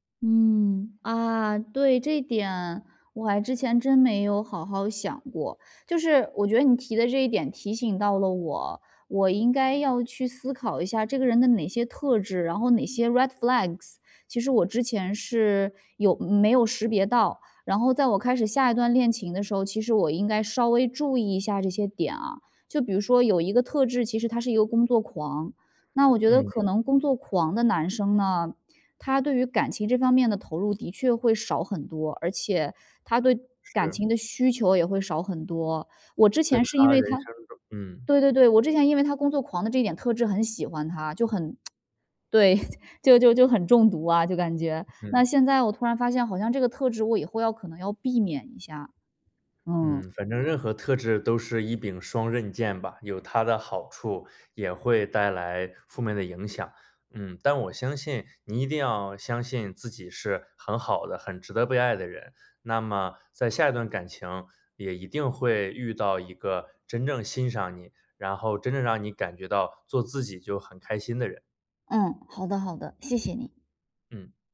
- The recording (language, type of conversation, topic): Chinese, advice, 我需要多久才能修复自己并准备好开始新的恋情？
- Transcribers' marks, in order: in English: "red flags"; tsk